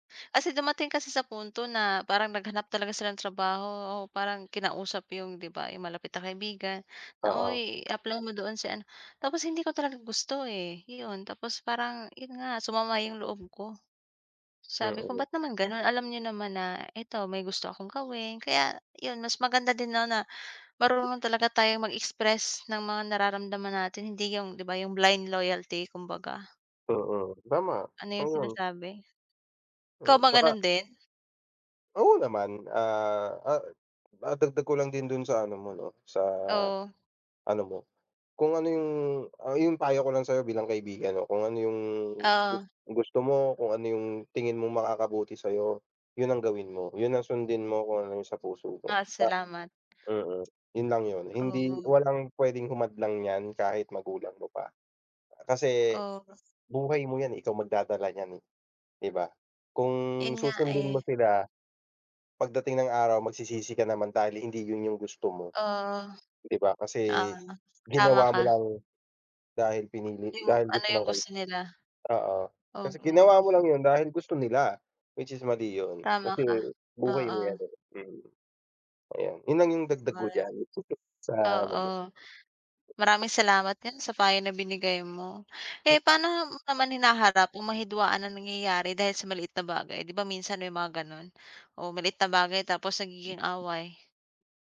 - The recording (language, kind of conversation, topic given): Filipino, unstructured, Paano ninyo nilulutas ang mga hidwaan sa loob ng pamilya?
- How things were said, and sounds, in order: other background noise; in English: "blind loyalty"; tapping; other street noise; unintelligible speech; unintelligible speech; chuckle